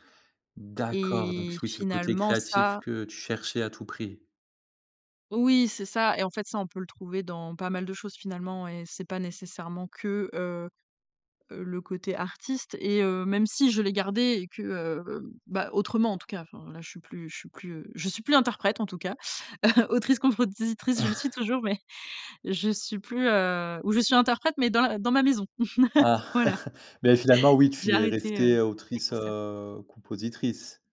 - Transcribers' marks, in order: tapping; chuckle; "compositrice" said as "compodsitrice"; chuckle; other background noise
- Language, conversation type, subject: French, podcast, Comment choisis-tu entre suivre ta passion et chercher un bon salaire ?